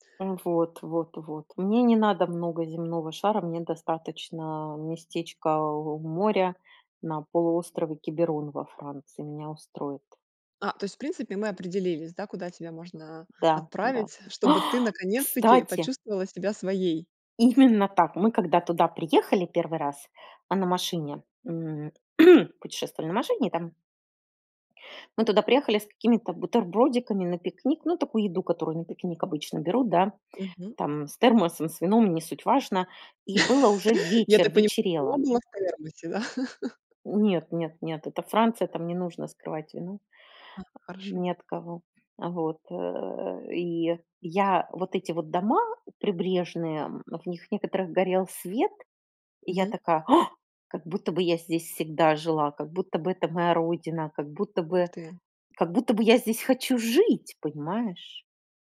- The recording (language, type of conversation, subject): Russian, podcast, Расскажи о месте, где ты чувствовал(а) себя чужим(ой), но тебя приняли как своего(ю)?
- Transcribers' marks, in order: tapping; surprised: "Ах, кстати!"; throat clearing; laugh; laugh; joyful: "Ах"